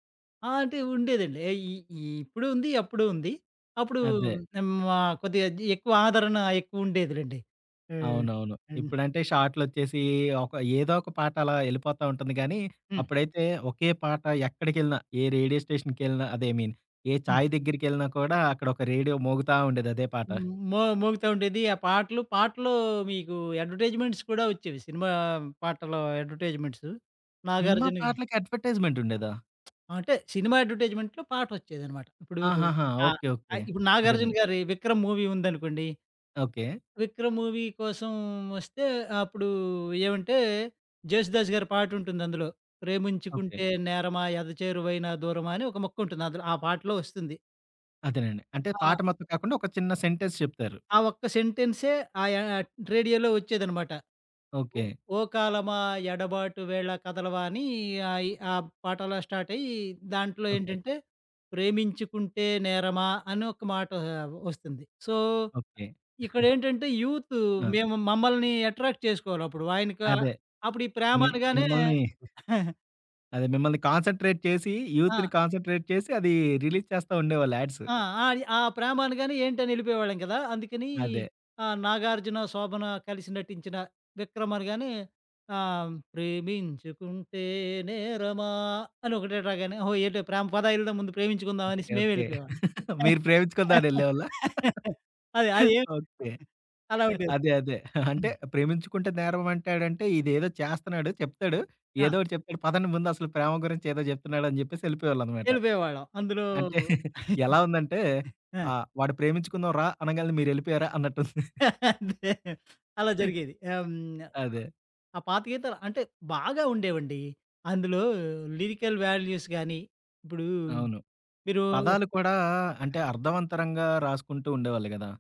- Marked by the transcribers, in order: other background noise; in English: "రేడియో స్టేషన్‌కెళ్లిన"; in English: "ఐ మీన్"; in English: "అడ్వర్‌టైజ్‌మెంట్స్"; in English: "అడ్వర్‌టైజ్‌మెంట్స్"; in English: "అడ్వర్‌టైజ్‌మెంట్"; in English: "అడ్వర్‌టైజ్‌మెంట్‌లో"; in English: "మూవీ"; in English: "మూవీ"; in English: "సెంటెన్స్"; in English: "రేడియోలో"; in English: "స్టార్ట్"; in English: "సో"; chuckle; in English: "అట్రాక్ట్"; chuckle; in English: "కాన్సన్‌ట్రేట్"; in English: "యూత్‌ని కాన్సన్‌ట్రేట్"; in English: "రిలీజ్"; in English: "యాడ్స్"; singing: "ప్రేమించుకుంటే నేరమా"; chuckle; chuckle; laugh; chuckle; giggle; chuckle; giggle; laugh; in English: "లిరికల్ వాల్యూస్"
- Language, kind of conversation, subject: Telugu, podcast, పాత పాటలు మిమ్మల్ని ఎప్పుడు గత జ్ఞాపకాలలోకి తీసుకెళ్తాయి?